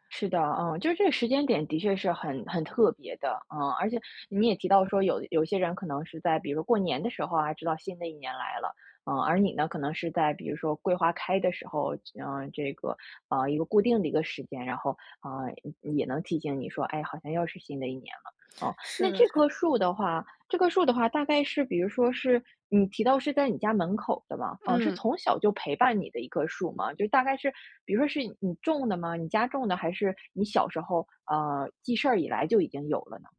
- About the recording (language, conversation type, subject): Chinese, podcast, 你能跟我说说你和一棵树之间有什么故事吗？
- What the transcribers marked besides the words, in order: none